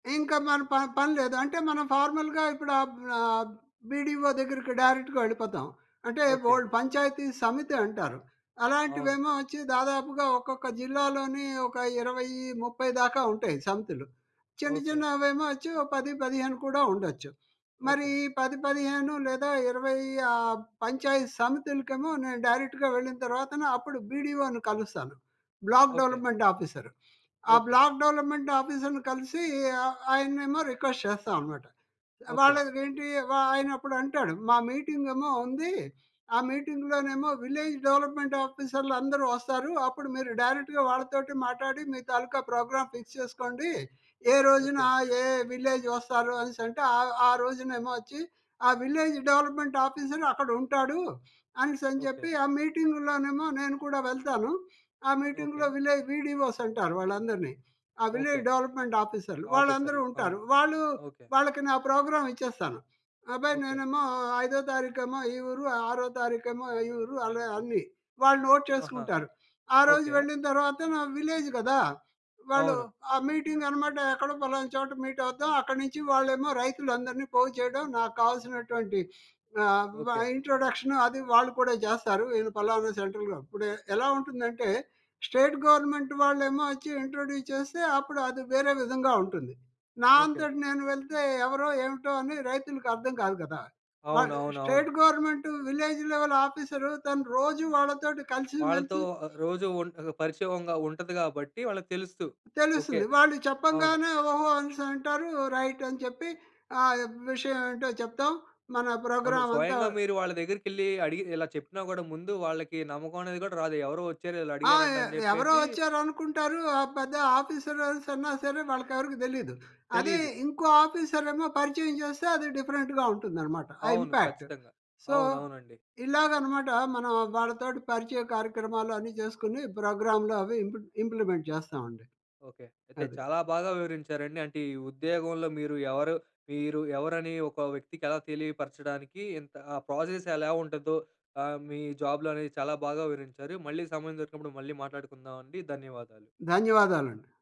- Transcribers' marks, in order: in English: "ఫార్మల్‌గా"; in English: "డైరెక్ట్‌గా"; in English: "డైరెక్ట్‌గా"; in English: "బ్లాక్ డెవలప్మెంట్ ఆఫీసరు"; in English: "బ్లాక్ డెవలప్మెంట్ ఆఫీసర్‌ని"; in English: "రిక్వెస్ట్"; in English: "మీటింగేమో"; in English: "మీటింగ్‌లో"; in English: "విలేజ్ డెవలప్మెంట్"; in English: "డైరెక్ట్‌గా"; in English: "ప్రోగ్రామ్ ఫిక్స్"; in English: "విలేజ్"; in English: "విలేజ్ డెవలప్మెంట్ ఆఫీసర్"; in English: "మీటింగ్‌లో"; in English: "మీటింగ్‌లో విలేజ్"; in English: "విలేజ్ డెవలప్మెంట్"; in English: "నోట్"; in English: "విలేజ్"; in English: "మీటింగ్"; in English: "మీట్"; in English: "ఇంట్రడక్షను"; in English: "సెంట్రల్"; in English: "స్టేట్ గవర్నమెంట్"; in English: "ఇంట్రడ్యూస్"; in English: "స్టేట్ గవర్నమెంట్ విలేజ్ లెవెల్ ఆఫీసరు"; in English: "రైట్"; in English: "ప్రోగ్రామ్"; in English: "ఆఫీసర్"; in English: "డిఫరెంట్‌గా"; in English: "ఇంపాక్ట్. సో"; in English: "ప్రోగ్రామ్‌లు"; in English: "ఇంప్ ఇంప్లిమెంట్"; in English: "ప్రోసెస్"; in English: "జాబ్"
- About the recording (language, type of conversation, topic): Telugu, podcast, మీ ఉద్యోగంలో మీరు ఎవరో తెలియజేసే సరళమైన ఒక్క వాక్యాన్ని చెప్పగలరా?